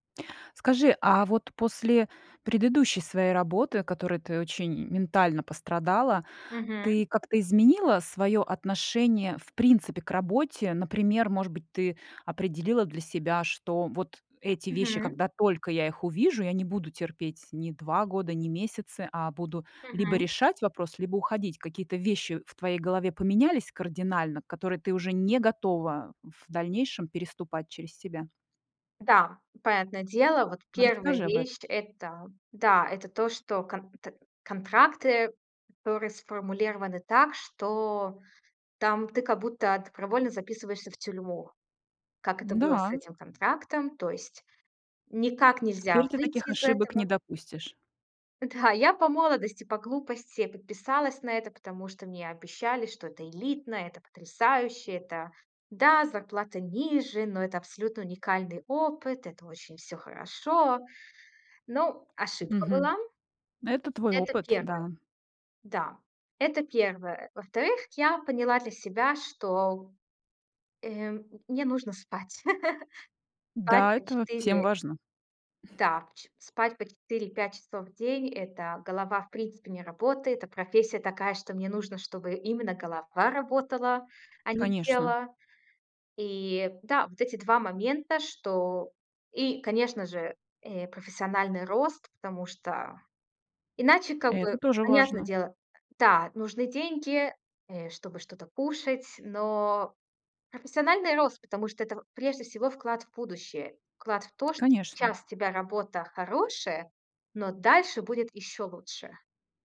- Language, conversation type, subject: Russian, podcast, Как понять, что пора менять работу?
- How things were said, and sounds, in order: laughing while speaking: "Да"; chuckle; chuckle; tapping